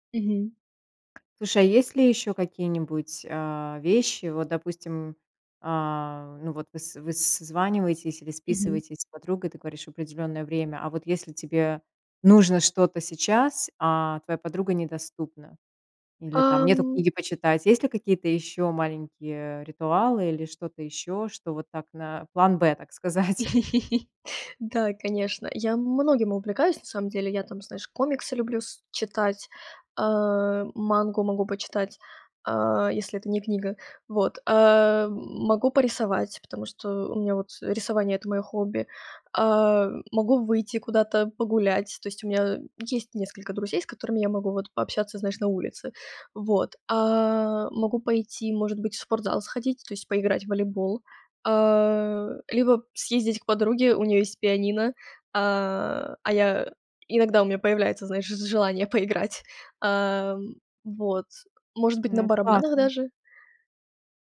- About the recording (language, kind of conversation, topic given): Russian, podcast, Что в обычном дне приносит тебе маленькую радость?
- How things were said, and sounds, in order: tapping; other background noise; laughing while speaking: "так сказать?"; laugh; in Japanese: "мангу"